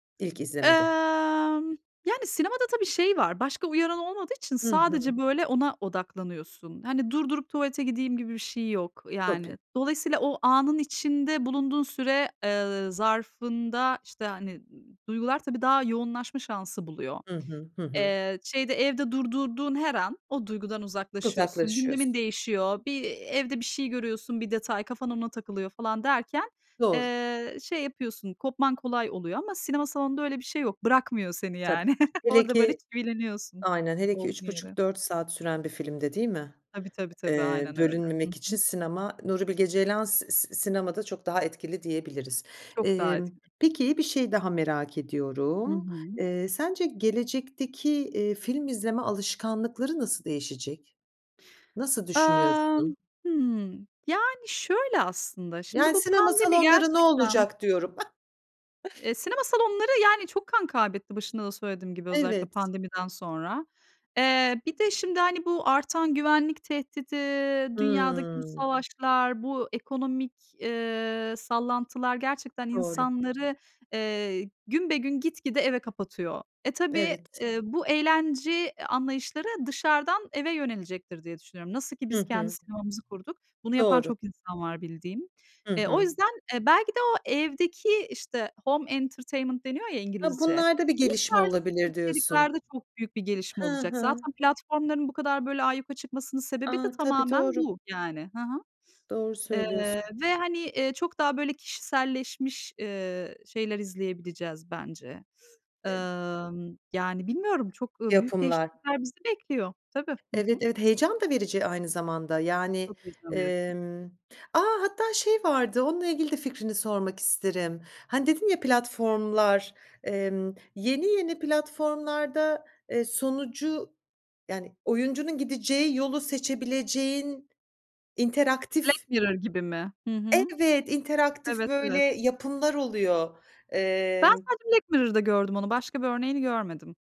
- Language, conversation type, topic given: Turkish, podcast, Sinema salonunda mı yoksa evde mi film izlemeyi tercih edersin ve neden?
- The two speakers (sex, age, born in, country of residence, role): female, 40-44, Turkey, Netherlands, guest; female, 45-49, Germany, France, host
- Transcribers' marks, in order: drawn out: "Emm"; other background noise; chuckle; drawn out: "Emm"; chuckle; in English: "home entertainment"; sniff; unintelligible speech